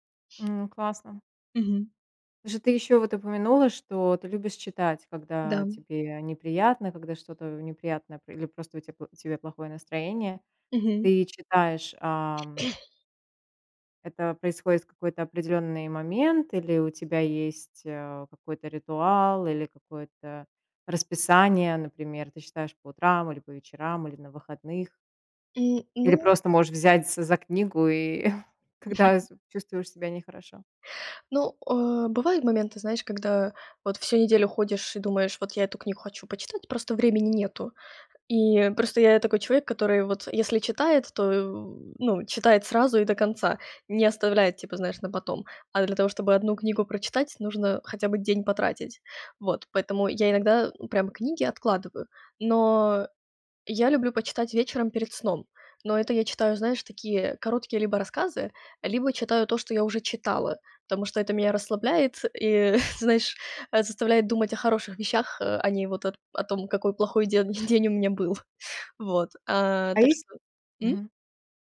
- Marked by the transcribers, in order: other background noise; cough; chuckle; chuckle
- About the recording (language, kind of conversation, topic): Russian, podcast, Что в обычном дне приносит тебе маленькую радость?